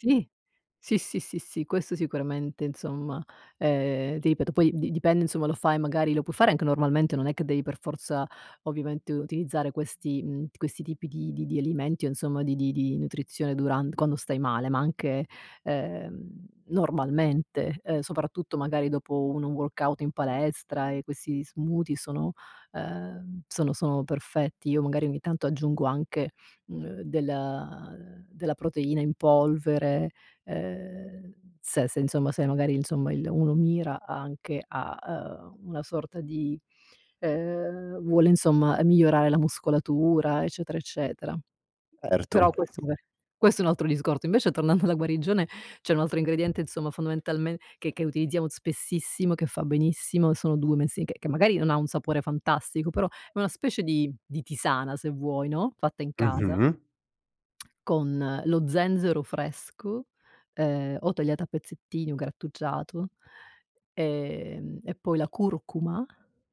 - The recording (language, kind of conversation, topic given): Italian, podcast, Quali alimenti pensi che aiutino la guarigione e perché?
- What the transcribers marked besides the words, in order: in English: "workout"; in English: "smoothie"; "Certo" said as "erto"; other background noise; tsk